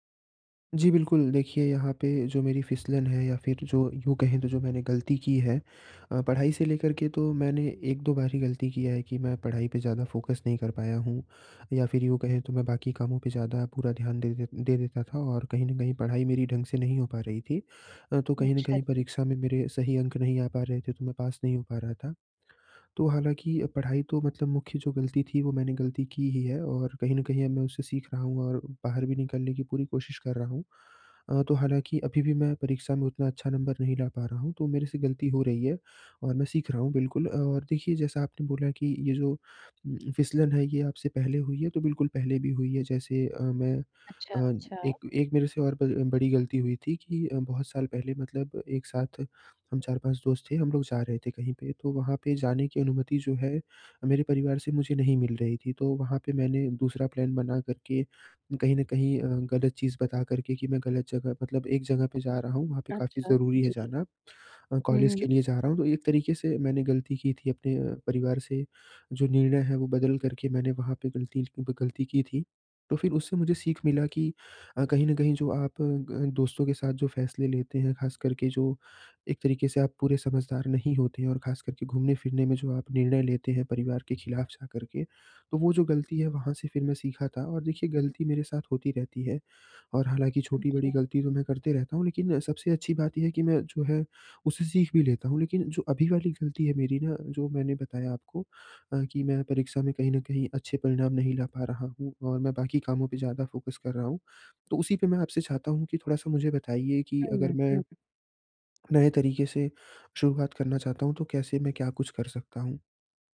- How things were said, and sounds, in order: in English: "फोकस"; in English: "प्लान"; in English: "फ़ोकस"
- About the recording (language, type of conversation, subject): Hindi, advice, फिसलन के बाद फिर से शुरुआत कैसे करूँ?